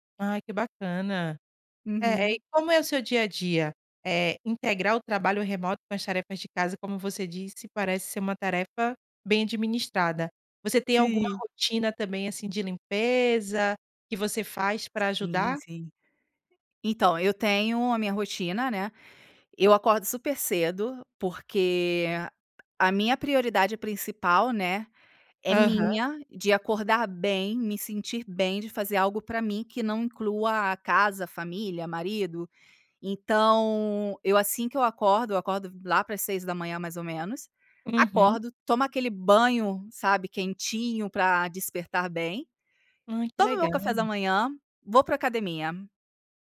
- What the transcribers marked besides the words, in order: tapping
- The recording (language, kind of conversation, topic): Portuguese, podcast, Como você integra o trabalho remoto à rotina doméstica?